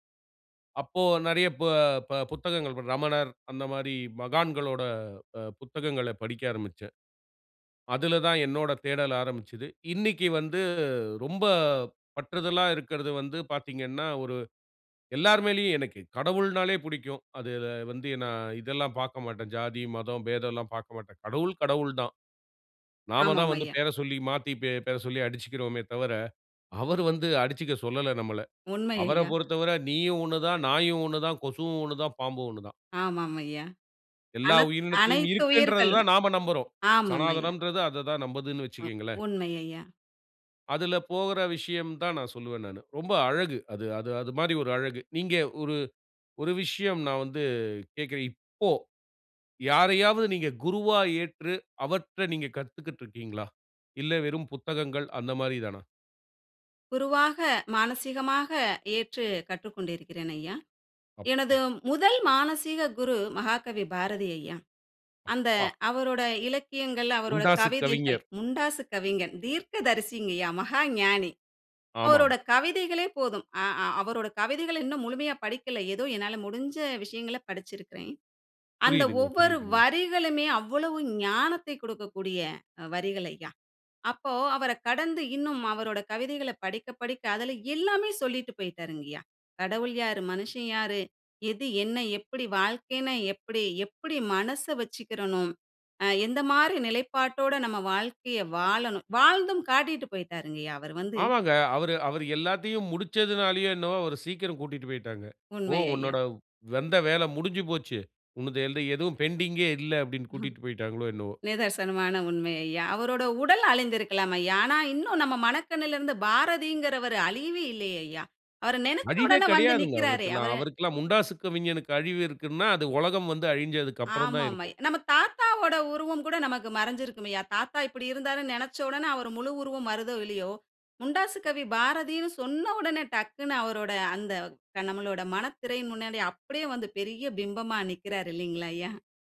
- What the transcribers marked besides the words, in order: other background noise; "வந்த" said as "வெந்த"; in English: "பெண்டிங்கே"; laugh
- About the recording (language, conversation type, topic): Tamil, podcast, ஒரு சாதாரண நாளில் நீங்கள் சிறிய கற்றல் பழக்கத்தை எப்படித் தொடர்கிறீர்கள்?